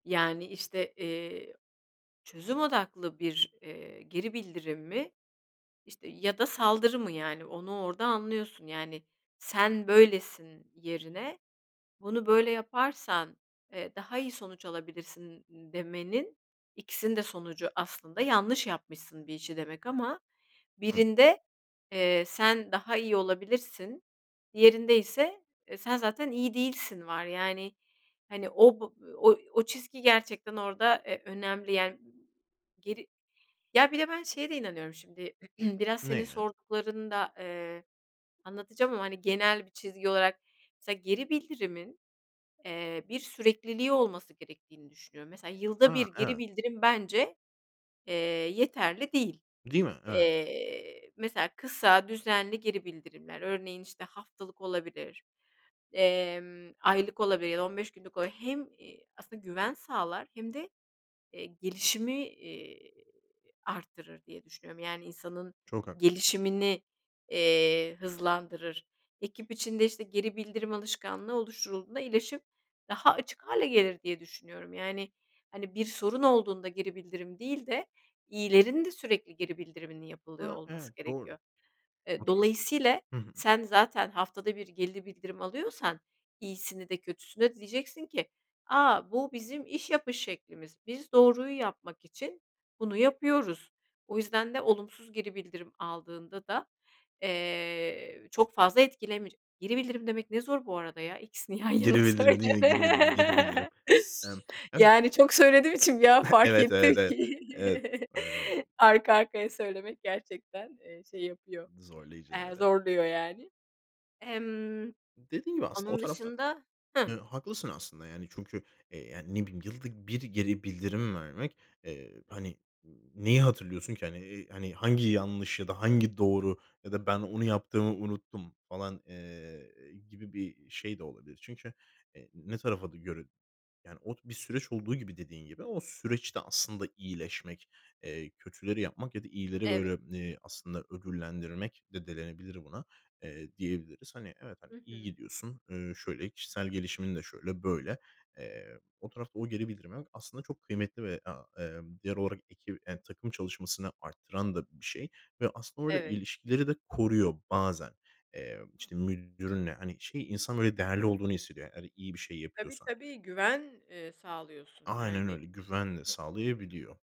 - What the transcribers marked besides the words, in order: throat clearing; tapping; "geri" said as "geli"; chuckle; laugh; chuckle; other background noise
- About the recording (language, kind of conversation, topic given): Turkish, podcast, Etkili bir geri bildirim nasıl verilir?